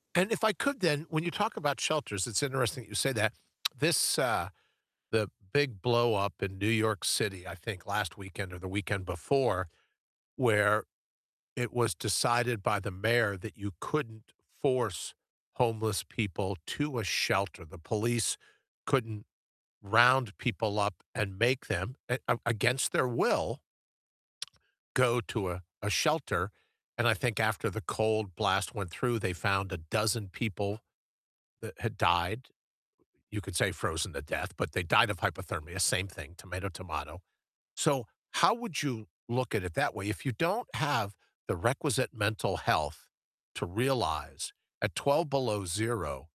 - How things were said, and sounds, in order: none
- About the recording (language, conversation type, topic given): English, unstructured, How can people help solve homelessness in their area?